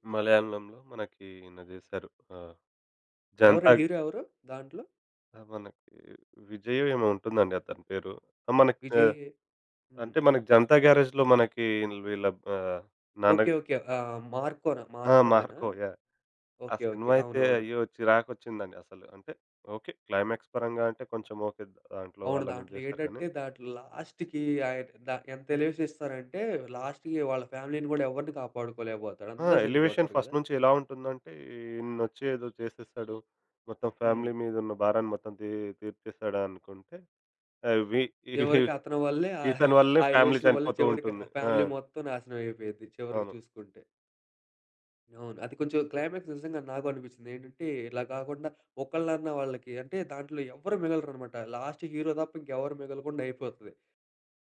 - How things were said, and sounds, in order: in English: "క్లైమాక్స్"; in English: "లాస్ట్‌కి"; in English: "లాస్ట్‌కి"; in English: "ఫ్యామిలీ‌నీ"; in English: "ఎలివేషన్ ఫస్ట్"; horn; in English: "ఫ్యామిలీ"; giggle; in English: "రిలేషన్"; in English: "ఫ్యామిలీ"; in English: "ఫ్యామిలీ"; in English: "క్లైమాక్స్"; in English: "లాస్ట్‌కి హీరో"
- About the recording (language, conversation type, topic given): Telugu, podcast, సినిమాకు ఏ రకమైన ముగింపు ఉంటే బాగుంటుందని మీకు అనిపిస్తుంది?